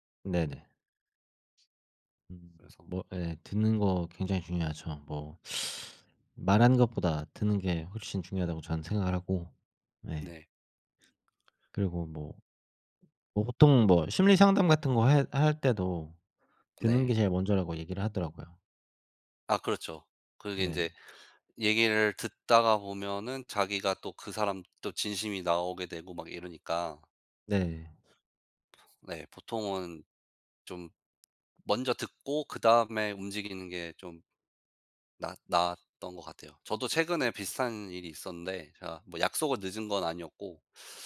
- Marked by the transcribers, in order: other background noise
- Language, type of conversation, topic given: Korean, unstructured, 친구와 갈등이 생겼을 때 어떻게 해결하나요?